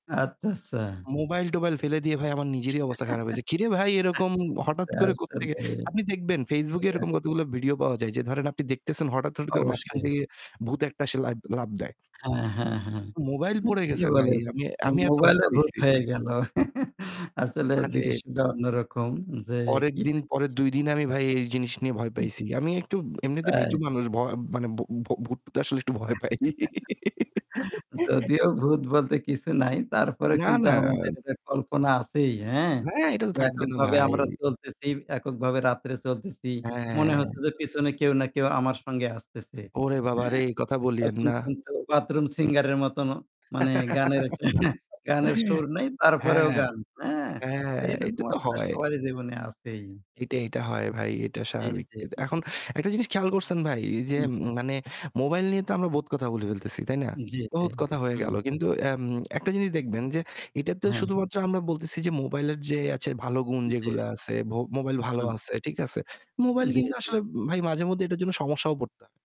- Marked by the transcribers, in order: static; "আচ্ছা" said as "আত্তাসা"; chuckle; unintelligible speech; laughing while speaking: "না ঠিকই বলেছ। মোবাইলে ভূত হয়ে গেল"; unintelligible speech; chuckle; distorted speech; unintelligible speech; chuckle; laughing while speaking: "ভয় পাই"; giggle; laugh; "বহুত" said as "বোত"; other background noise
- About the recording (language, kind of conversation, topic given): Bengali, unstructured, তোমার জীবনে প্রযুক্তি কীভাবে আনন্দ এনে দিয়েছে?